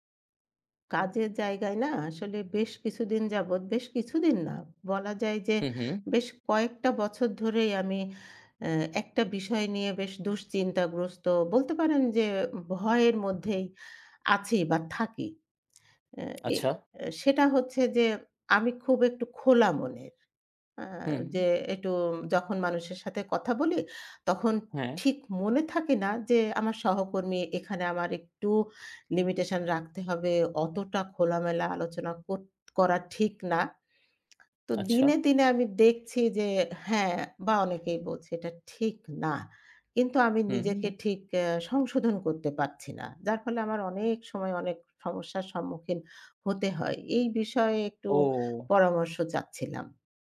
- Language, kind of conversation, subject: Bengali, advice, কাজের জায়গায় নিজেকে খোলামেলা প্রকাশ করতে আপনার ভয় কেন হয়?
- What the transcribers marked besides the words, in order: tapping; in English: "limitation"; other background noise